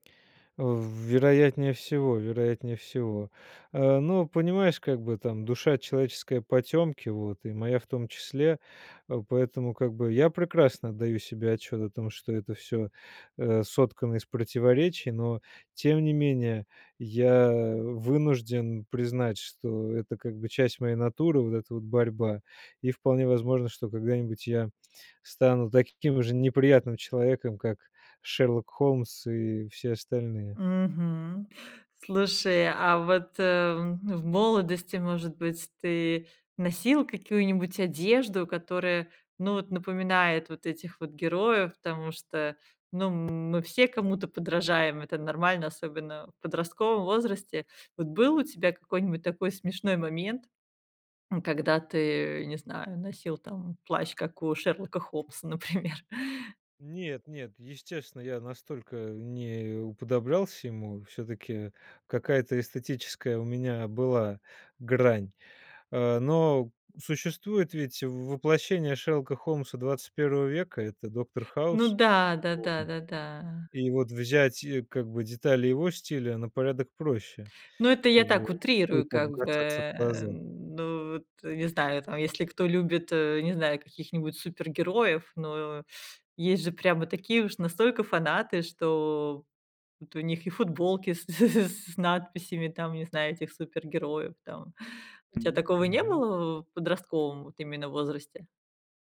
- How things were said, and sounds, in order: tapping; laughing while speaking: "например?"; chuckle; unintelligible speech; laughing while speaking: "с с"
- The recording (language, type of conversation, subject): Russian, podcast, Как книги и фильмы влияют на твой образ?